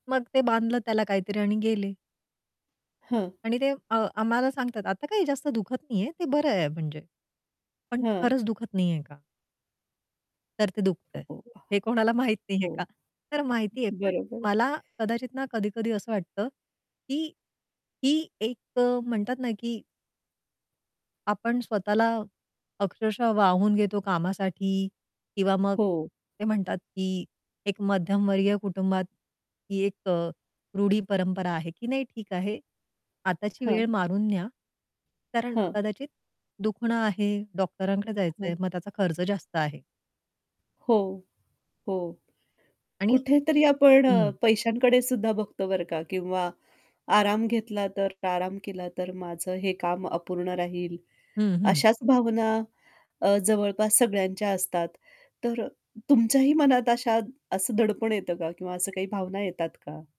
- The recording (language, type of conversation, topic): Marathi, podcast, शारीरिक वेदना होत असताना तुम्ही काम सुरू ठेवता की थांबून विश्रांती घेता?
- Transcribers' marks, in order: static; distorted speech; laughing while speaking: "हे कोणाला माहित नाहीये का?"; other background noise